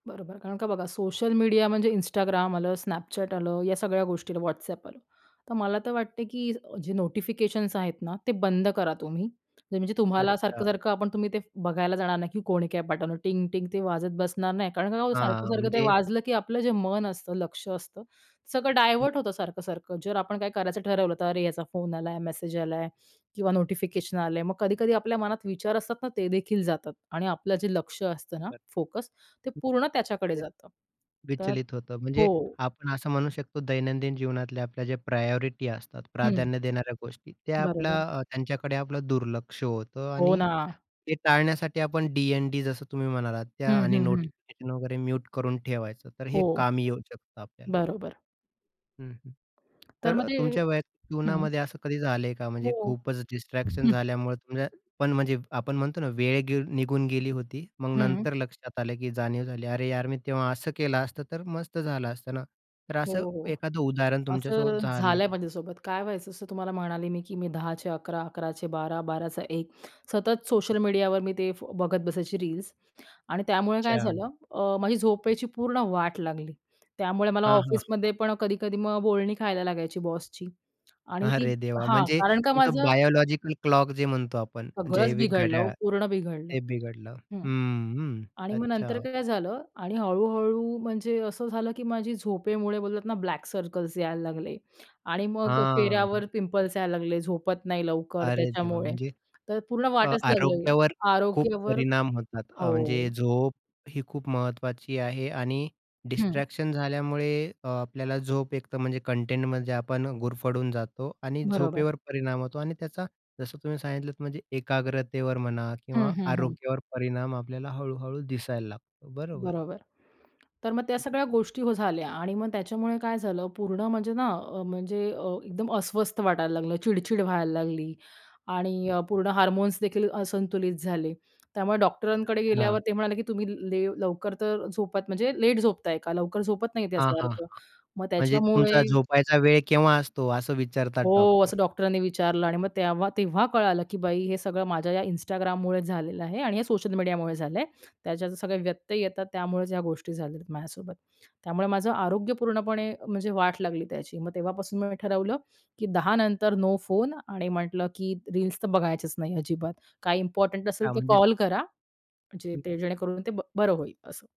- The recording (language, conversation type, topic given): Marathi, podcast, फोन आणि सामाजिक माध्यमांमुळे होणारे व्यत्यय तुम्ही कसे हाताळता?
- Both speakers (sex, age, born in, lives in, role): female, 30-34, India, India, guest; male, 30-34, India, India, host
- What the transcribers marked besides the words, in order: tapping; other background noise; in English: "प्रायोरिटी"; in English: "डिस्ट्रॅक्शन"; chuckle; other noise; in English: "बायोलॉजिकल क्लॉक"; in English: "ब्लॅक सर्कल्स"; drawn out: "हां"; in English: "डिस्ट्रॅक्शन"